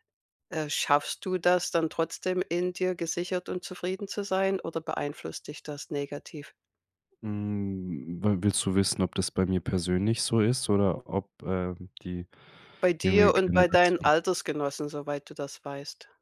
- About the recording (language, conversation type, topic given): German, podcast, Wodurch fühlst du dich erfolgreicher: durch Anerkennung von außen oder durch innere Zufriedenheit?
- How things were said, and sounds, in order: none